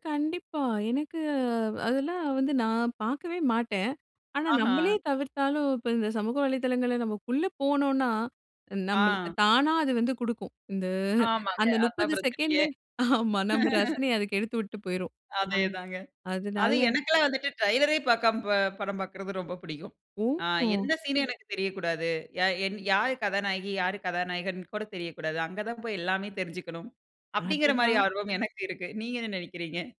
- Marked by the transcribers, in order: chuckle; laughing while speaking: "ஆமா"; laugh; in English: "ட்ரைலரே"
- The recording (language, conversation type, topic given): Tamil, podcast, சமூக ஊடகங்களில் போலியான தகவல் பரவலை யார் தடுக்க முடியும்?